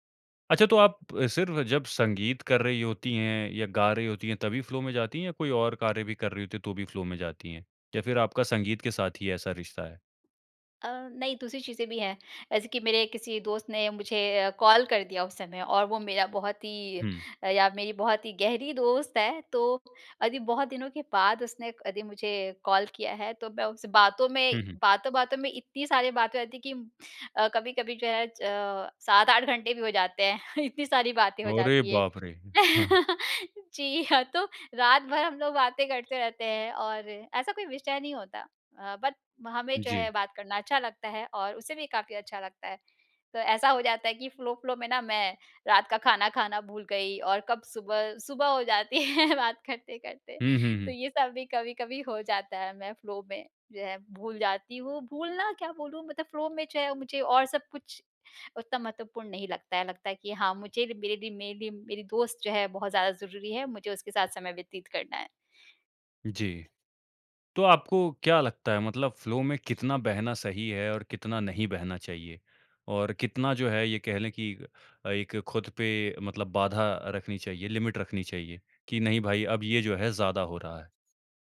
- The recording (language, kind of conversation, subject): Hindi, podcast, आप कैसे पहचानते हैं कि आप गहरे फ्लो में हैं?
- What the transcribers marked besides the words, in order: in English: "फ़्लो"; in English: "फ़्लो"; tapping; in English: "कॉल"; in English: "कॉल"; chuckle; laugh; chuckle; in English: "बट"; in English: "फ़्लो-फ़्लो"; laughing while speaking: "है बात करते-करते"; in English: "फ़्लो"; in English: "फ़्लो"; in English: "फ़्लो"; in English: "लिमिट"